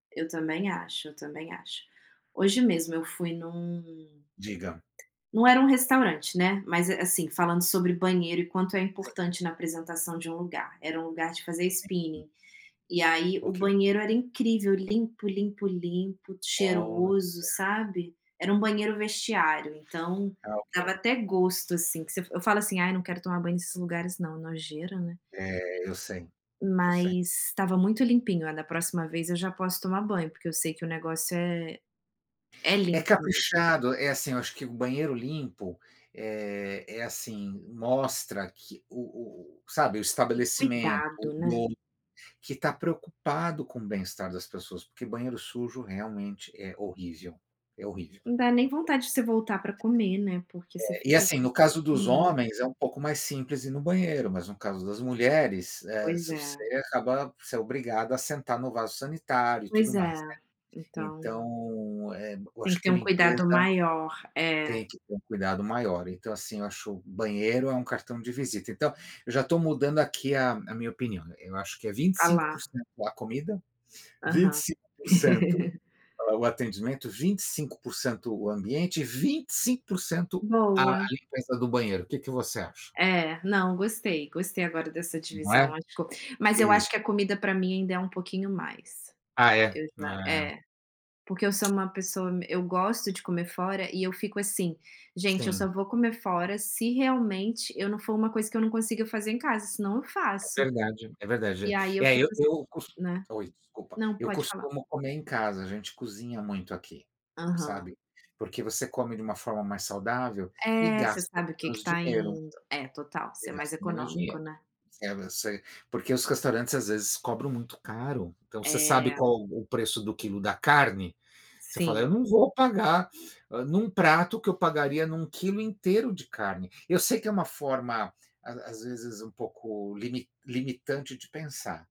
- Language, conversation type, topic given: Portuguese, unstructured, O que faz um restaurante se tornar inesquecível para você?
- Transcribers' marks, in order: tapping; unintelligible speech; laugh; unintelligible speech; unintelligible speech